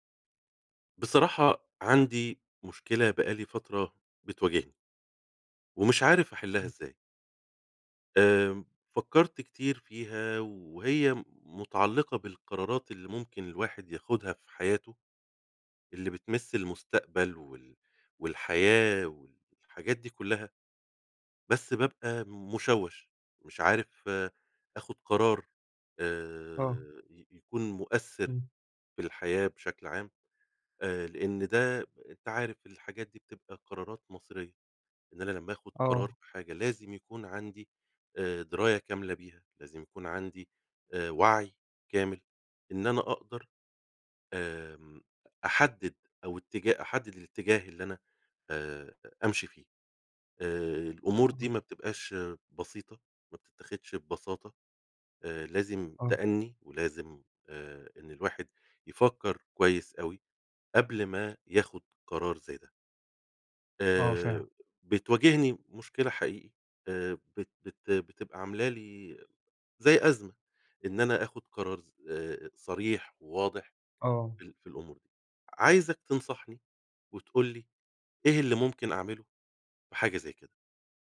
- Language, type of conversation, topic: Arabic, advice, إزاي أتخيّل نتائج قرارات الحياة الكبيرة في المستقبل وأختار الأحسن؟
- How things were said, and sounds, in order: none